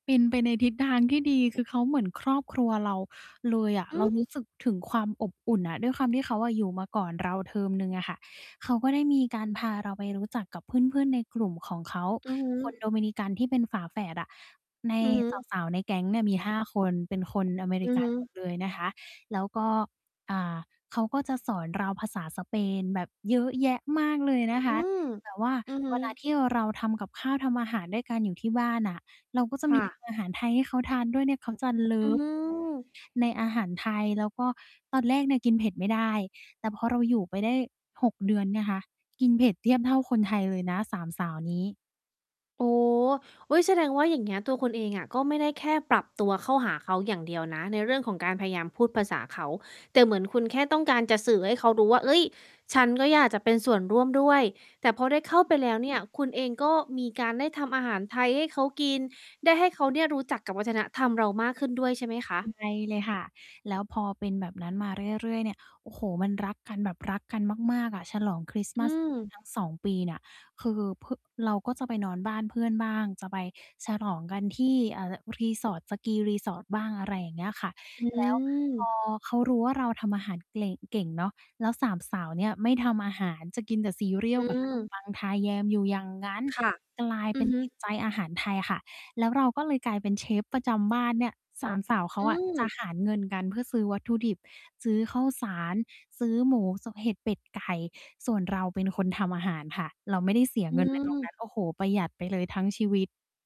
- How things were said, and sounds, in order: distorted speech; other background noise; static
- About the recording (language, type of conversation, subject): Thai, podcast, คุณมีวิธีเข้าร่วมกลุ่มใหม่อย่างไรโดยยังคงความเป็นตัวเองไว้ได้?